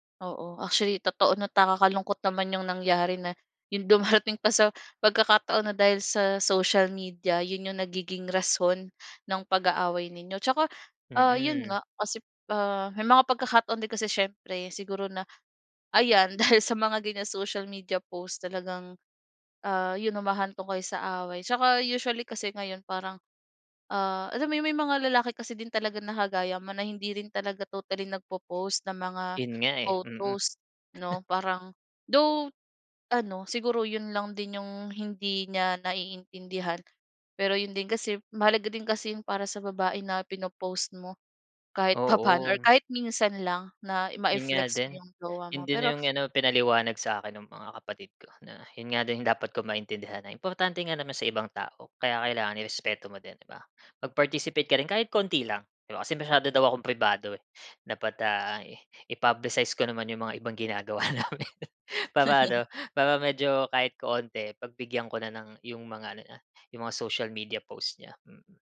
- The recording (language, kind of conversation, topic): Filipino, podcast, Anong epekto ng midyang panlipunan sa isang relasyon, sa tingin mo?
- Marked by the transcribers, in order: laughing while speaking: "dumarating pa"; laughing while speaking: "dahil sa"; chuckle; laughing while speaking: "papaano"; in English: "mai-flex"; other noise; in English: "i-publicize"; laughing while speaking: "namin"